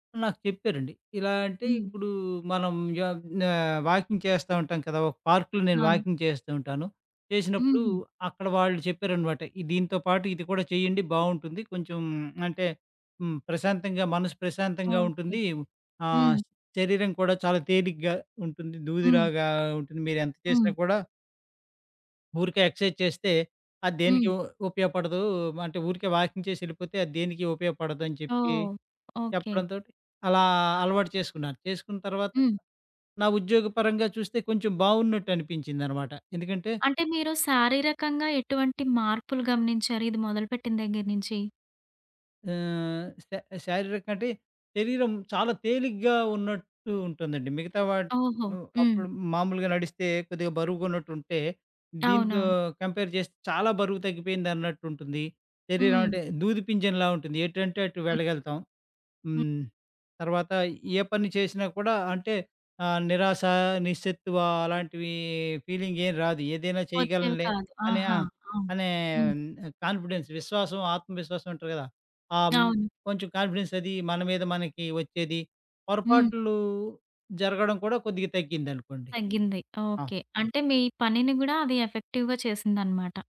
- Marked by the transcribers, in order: in English: "వాకింగ్"; in English: "వాకింగ్"; in English: "ఎక్సర్సైజ్"; in English: "వాకింగ్"; in English: "కంపేర్"; in English: "ఫీలింగ్"; in English: "కాన్ఫిడెన్స్"; in English: "కాన్ఫిడెన్స్"; in English: "ఎఫెక్టివ్‌గా"
- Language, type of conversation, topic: Telugu, podcast, ప్రశాంతంగా ఉండేందుకు మీకు ఉపయోగపడే శ్వాస వ్యాయామాలు ఏవైనా ఉన్నాయా?